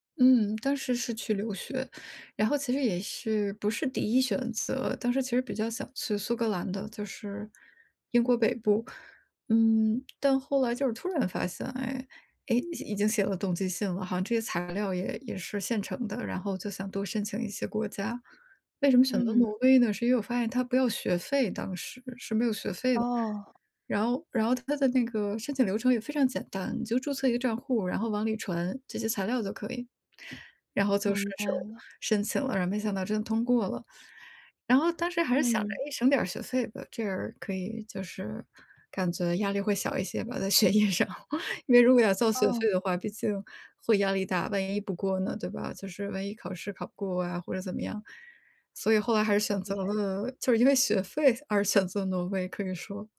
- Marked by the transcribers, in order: other background noise; laughing while speaking: "在学业上"
- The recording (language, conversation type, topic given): Chinese, podcast, 去过哪个地方至今仍在影响你？